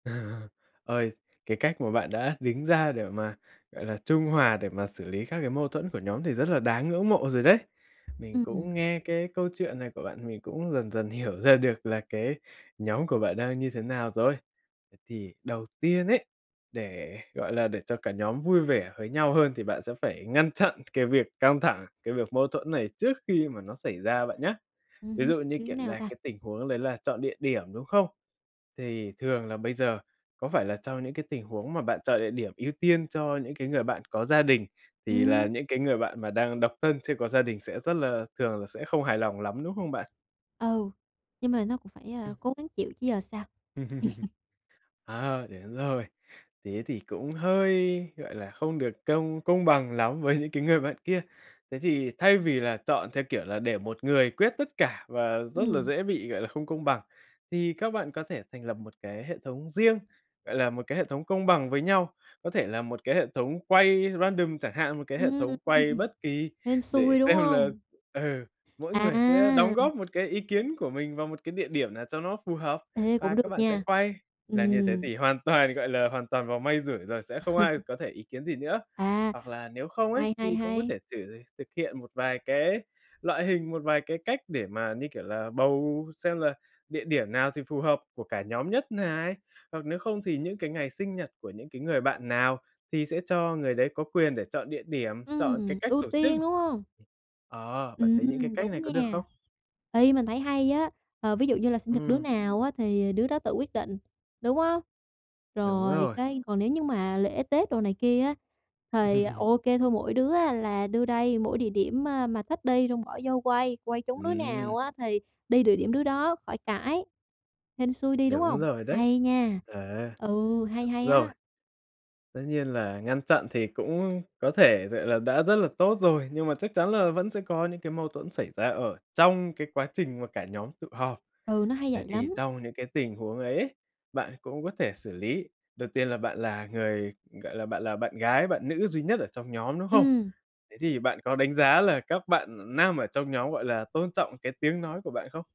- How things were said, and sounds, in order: chuckle; tapping; other background noise; laugh; chuckle; in English: "random"; laugh; laughing while speaking: "xem là"; laugh; laugh
- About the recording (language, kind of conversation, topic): Vietnamese, advice, Làm sao để tránh mâu thuẫn khi tụ họp bạn bè?